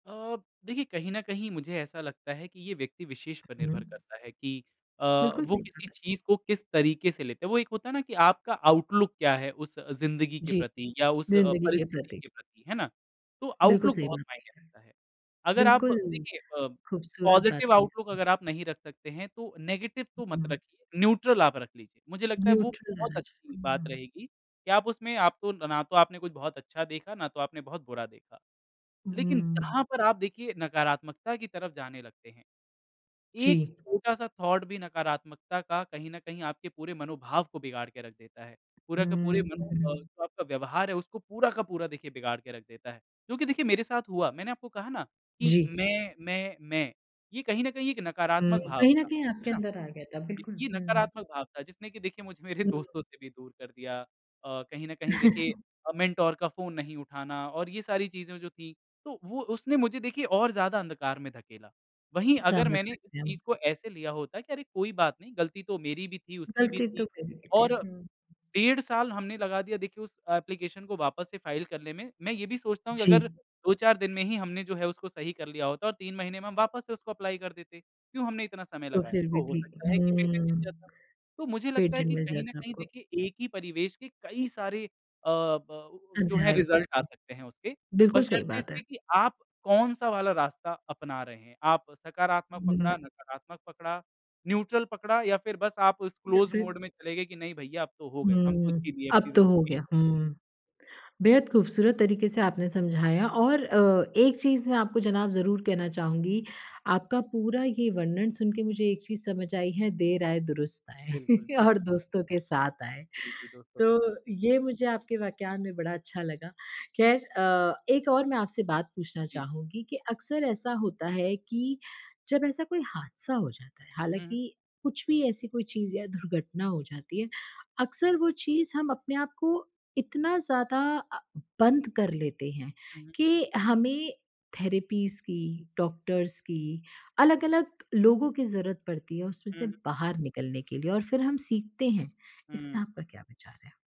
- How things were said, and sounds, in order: in English: "आउटलुक"; in English: "आउटलुक"; unintelligible speech; in English: "पॉज़िटिव आउटलुक"; in English: "नेगेटिव"; in English: "न्यूट्रल"; unintelligible speech; in English: "न्यूट्रल"; in English: "थॉट"; in English: "मेंटर"; chuckle; in English: "एप्लीकेशन"; in English: "फाइल"; in English: "एप्लाई"; in English: "पेटेंट"; in English: "पेटेंट"; in English: "रिज़ल्ट"; in English: "न्यूट्रल"; in English: "क्लोज़ मोड"; laughing while speaking: "ज़िंदगी"; laughing while speaking: "और दोस्तों"; in English: "थेरेपीज़"; in English: "डॉक्टर्स"
- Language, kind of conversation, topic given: Hindi, podcast, क्या आपको कभी किसी दुर्घटना से ऐसी सीख मिली है जो आज आपके काम आती हो?